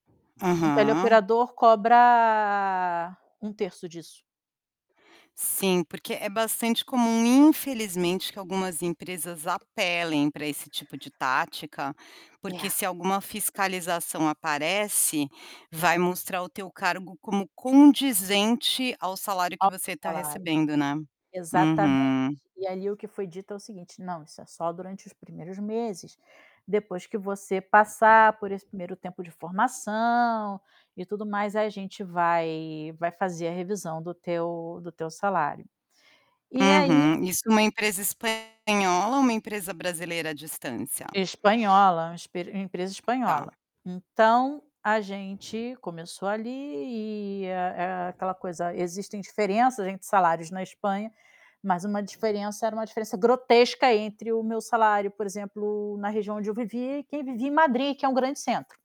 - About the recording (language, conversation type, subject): Portuguese, advice, Como você descreve a insegurança que sente após um fracasso profissional recente?
- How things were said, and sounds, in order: other background noise; drawn out: "cobra"; static; distorted speech; tapping